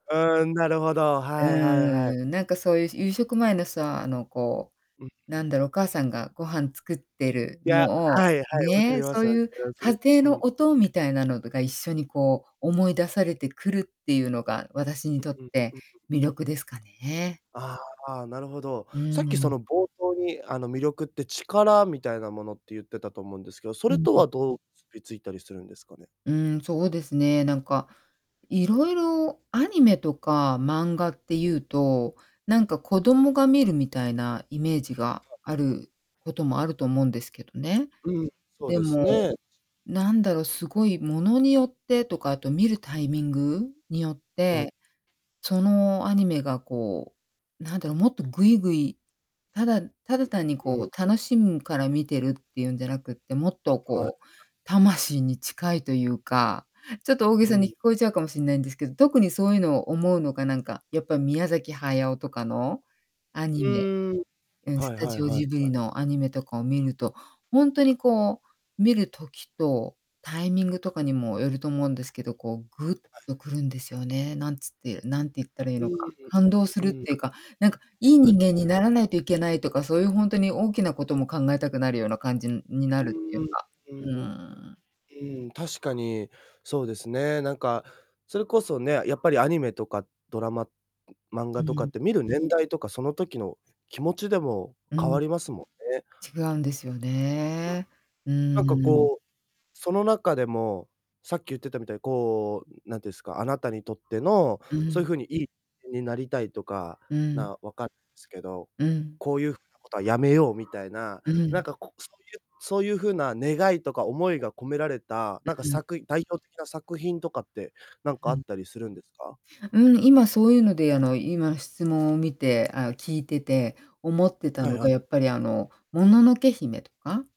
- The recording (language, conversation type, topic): Japanese, podcast, 漫画やアニメの魅力は何だと思いますか？
- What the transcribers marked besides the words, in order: static; distorted speech; unintelligible speech; unintelligible speech; unintelligible speech